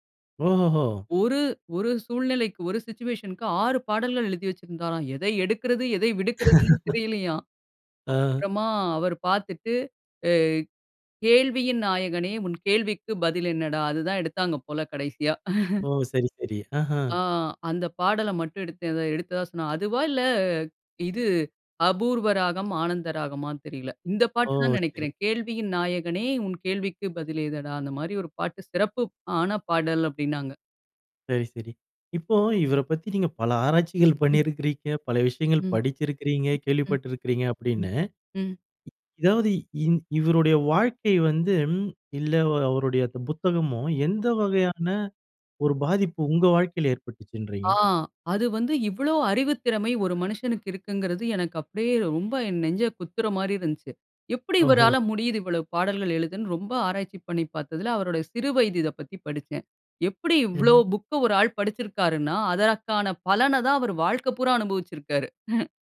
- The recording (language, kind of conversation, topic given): Tamil, podcast, படம், பாடல் அல்லது ஒரு சம்பவம் மூலம் ஒரு புகழ்பெற்றவர் உங்கள் வாழ்க்கையை எப்படிப் பாதித்தார்?
- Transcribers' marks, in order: in English: "சிட்யூவேஷன்"; laugh; put-on voice: "கேள்வியின் நாயகனே, உன் கேள்விக்கு பதில் ஏதடா?"; chuckle; surprised: "அது வந்து இவ்ளோ அறிவுத்திறமை ஒரு … குத்துற மாரி இருந்துச்சு"; laugh